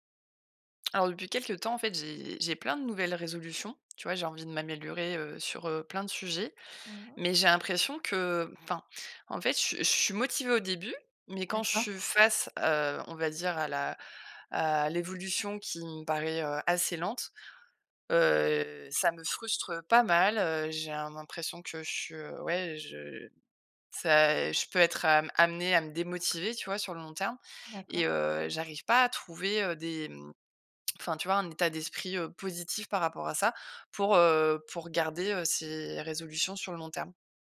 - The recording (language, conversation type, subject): French, advice, Comment surmonter la frustration quand je progresse très lentement dans un nouveau passe-temps ?
- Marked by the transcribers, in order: other background noise; drawn out: "heu"; tsk